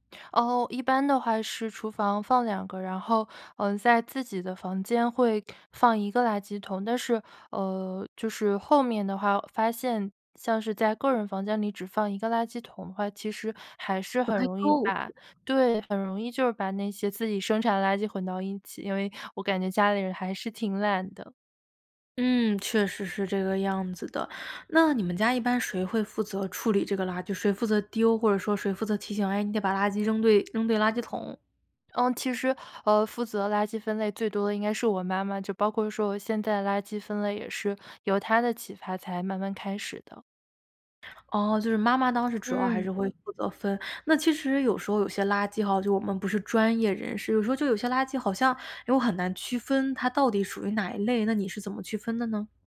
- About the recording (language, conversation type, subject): Chinese, podcast, 你家是怎么做垃圾分类的？
- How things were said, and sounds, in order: none